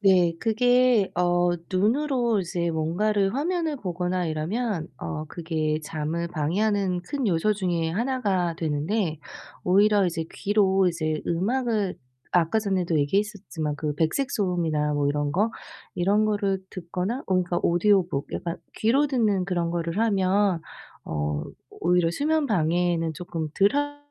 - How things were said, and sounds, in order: none
- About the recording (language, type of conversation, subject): Korean, advice, 규칙적인 수면 리듬을 꾸준히 만드는 방법은 무엇인가요?